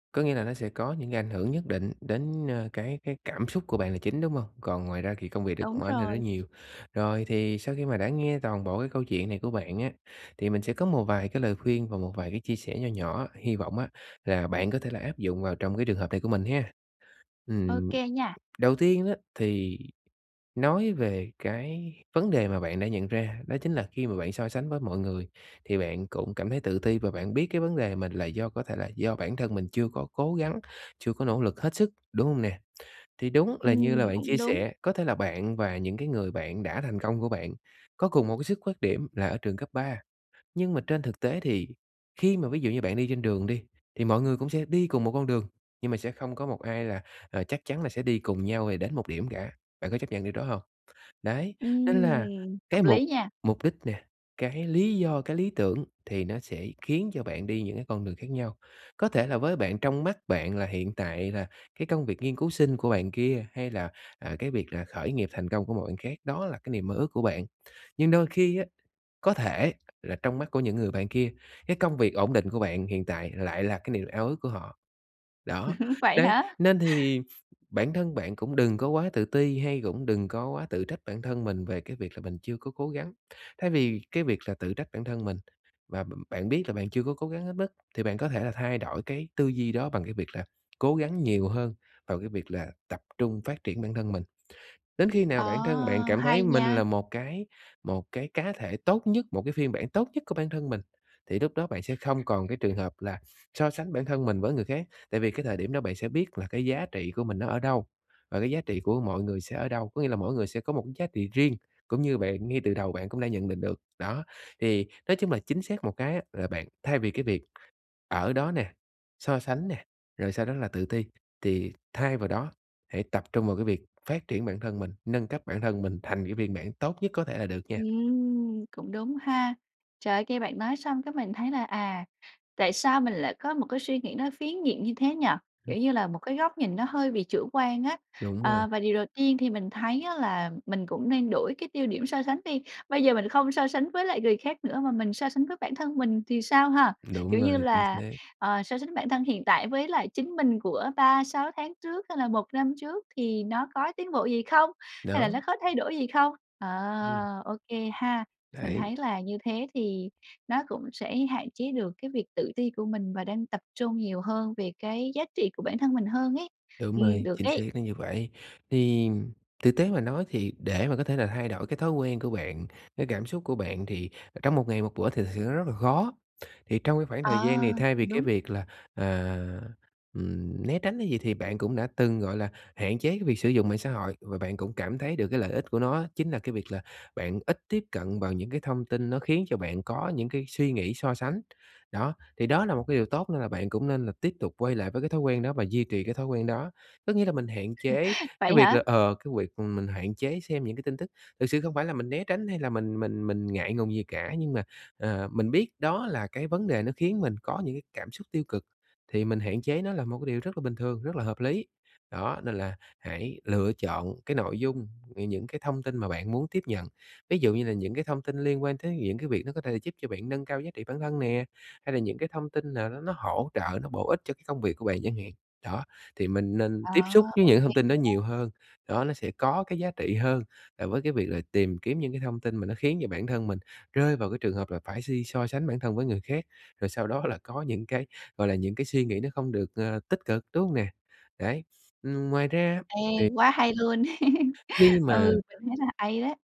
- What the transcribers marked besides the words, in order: tapping; other background noise; sniff; laugh; laugh; laugh; "hay" said as "ay"
- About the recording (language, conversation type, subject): Vietnamese, advice, Làm sao để giảm áp lực khi mình hay so sánh bản thân với người khác?